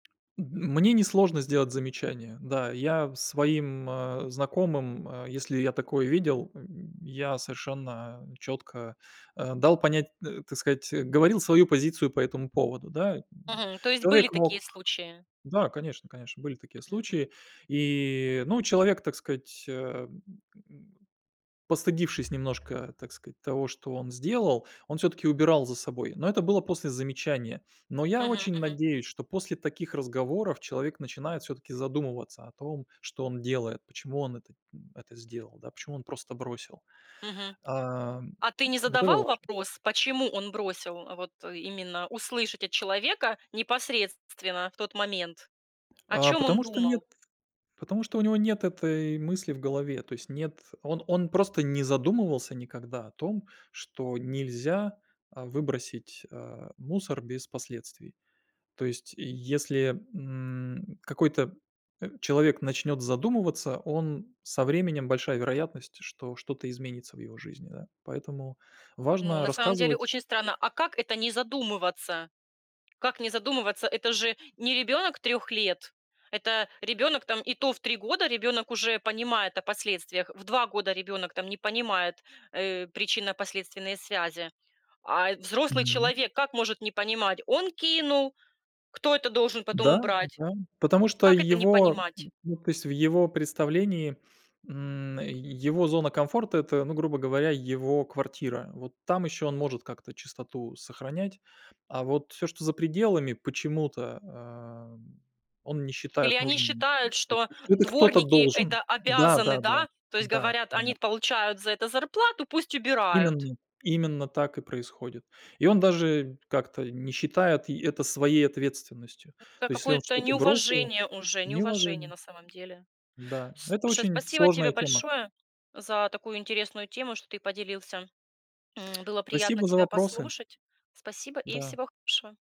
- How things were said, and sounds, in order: tapping; other background noise; unintelligible speech
- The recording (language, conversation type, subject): Russian, podcast, Как недорого бороться с мусором на природе?